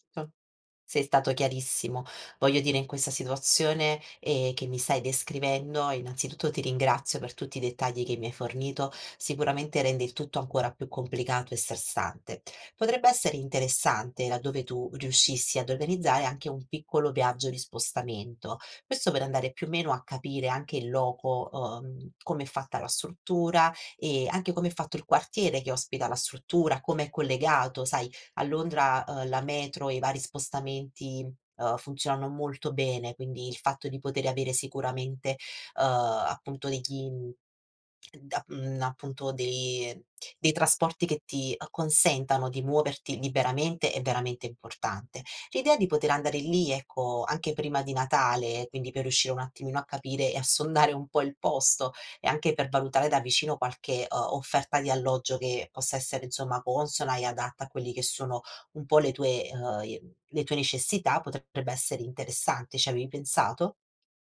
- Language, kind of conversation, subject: Italian, advice, Trasferimento in una nuova città
- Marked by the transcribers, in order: none